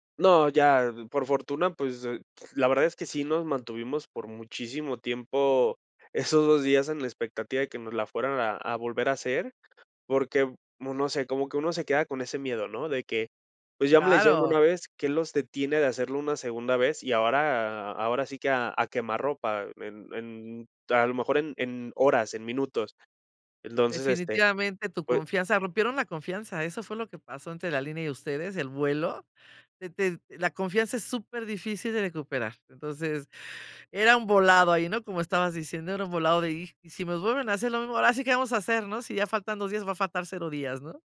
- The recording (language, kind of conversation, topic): Spanish, podcast, ¿Alguna vez te cancelaron un vuelo y cómo lo manejaste?
- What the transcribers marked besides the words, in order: none